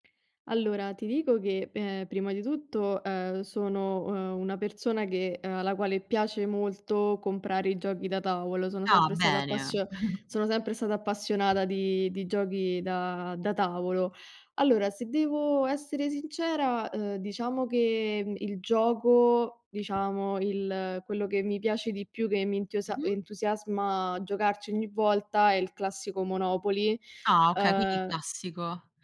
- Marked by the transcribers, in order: chuckle
- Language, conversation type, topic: Italian, podcast, Qual è un gioco da tavolo che ti entusiasma e perché?
- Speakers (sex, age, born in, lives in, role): female, 25-29, Italy, Italy, guest; female, 25-29, Italy, Italy, host